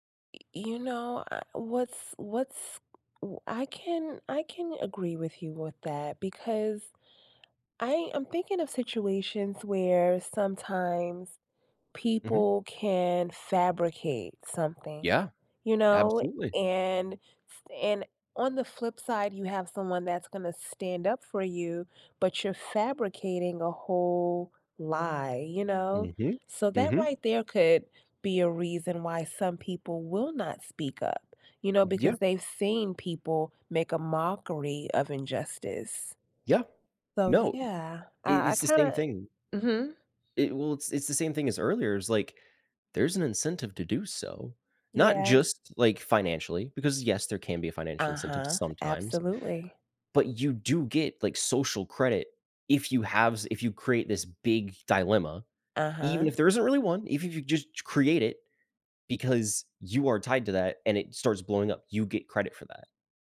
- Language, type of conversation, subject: English, unstructured, Why do some people stay silent when they see injustice?
- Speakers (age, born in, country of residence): 20-24, United States, United States; 45-49, United States, United States
- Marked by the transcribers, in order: tapping; other background noise